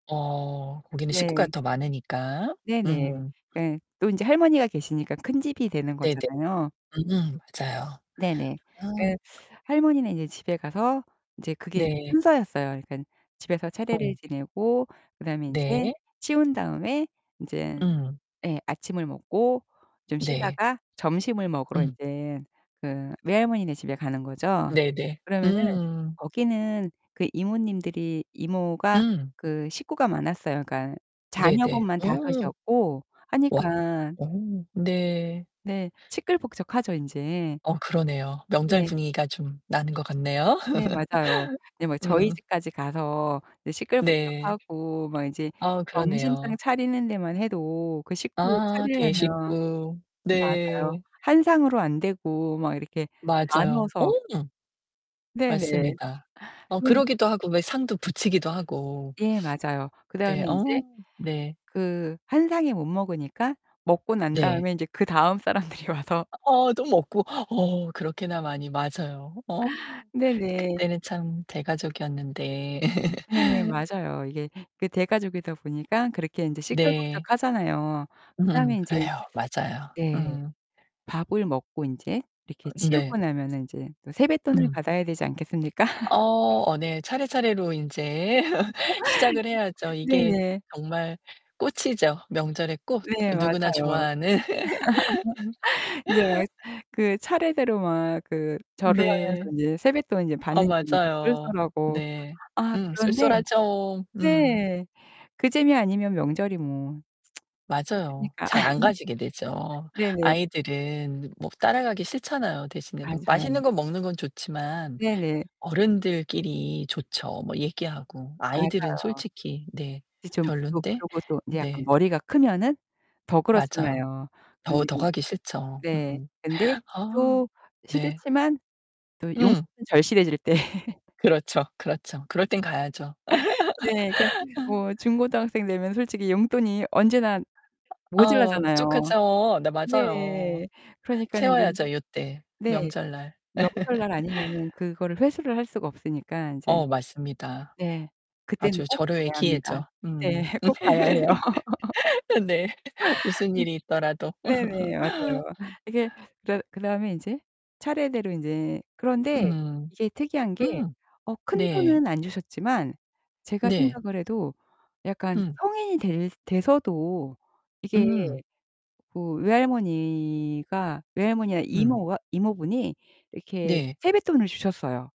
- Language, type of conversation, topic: Korean, podcast, 어린 시절 가장 기억에 남는 명절 풍경은 어떤 모습이었나요?
- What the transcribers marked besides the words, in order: other background noise; distorted speech; tapping; static; laugh; sniff; laughing while speaking: "사람들이 와서"; laugh; laugh; laughing while speaking: "인제"; laugh; laugh; tsk; laugh; laugh; laugh; laugh; laughing while speaking: "네 꼭 가야 해요"; laugh; laughing while speaking: "아 네"; laugh